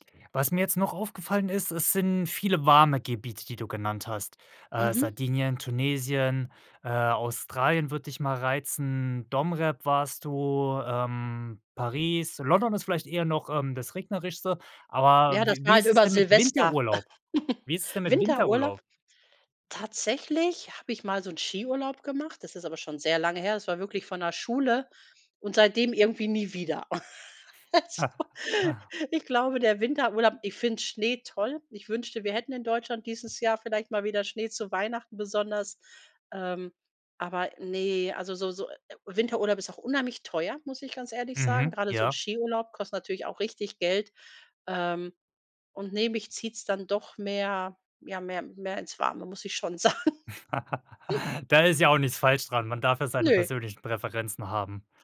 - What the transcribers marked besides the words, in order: other background noise; joyful: "Winterurlaub?"; laugh; laugh; laughing while speaking: "Also"; giggle; laugh; laughing while speaking: "sagen"; giggle
- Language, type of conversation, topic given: German, podcast, Wie findest du lokale Geheimtipps, statt nur die typischen Touristenorte abzuklappern?